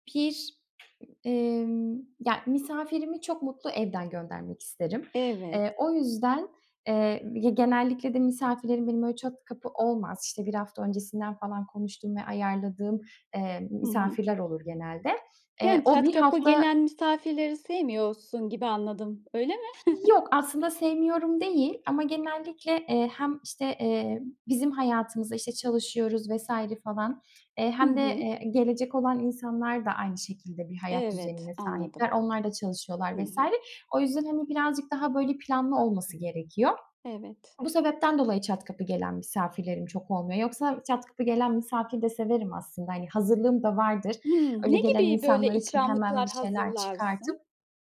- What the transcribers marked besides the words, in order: other background noise; chuckle
- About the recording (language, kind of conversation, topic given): Turkish, podcast, Misafir ağırlamayı nasıl planlarsın?